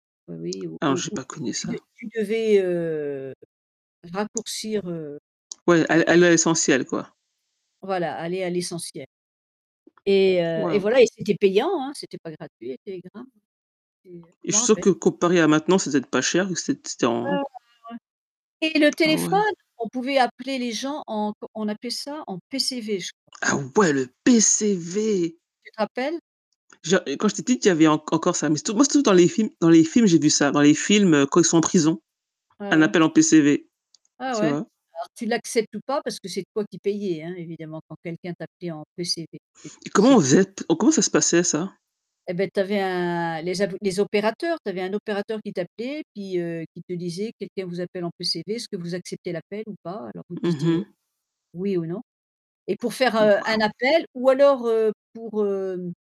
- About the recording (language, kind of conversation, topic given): French, unstructured, Quelle invention scientifique a changé le monde selon toi ?
- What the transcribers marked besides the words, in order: static; distorted speech; tapping; other background noise; stressed: "ouais"; stressed: "PCV"